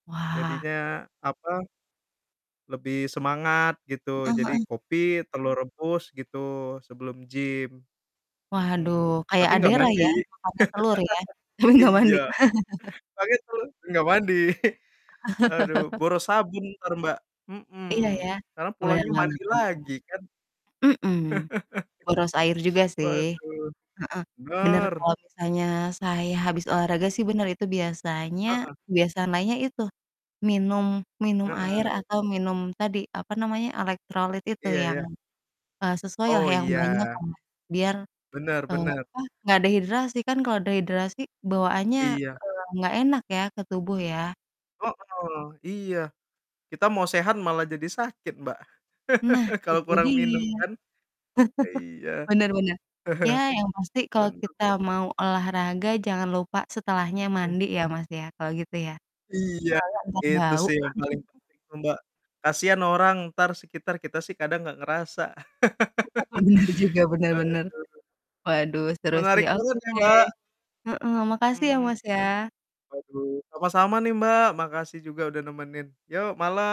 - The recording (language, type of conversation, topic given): Indonesian, unstructured, Apa pendapatmu tentang kebiasaan tidak mandi setelah olahraga?
- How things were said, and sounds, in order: distorted speech; laugh; laughing while speaking: "tapi nggak mandi"; laugh; chuckle; laugh; laugh; laugh; chuckle; chuckle; chuckle; laugh; tapping